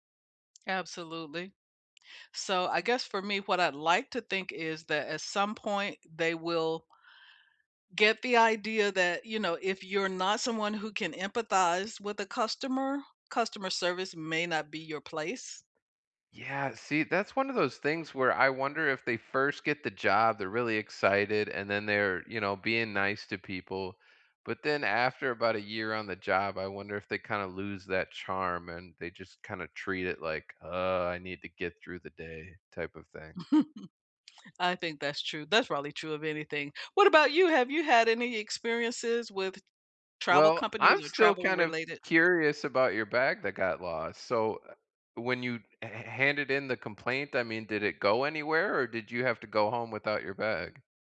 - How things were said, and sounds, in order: groan; chuckle; tapping
- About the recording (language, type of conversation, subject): English, unstructured, Have you ever been angry about how a travel company handled a complaint?
- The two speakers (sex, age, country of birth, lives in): female, 65-69, United States, United States; male, 30-34, United States, United States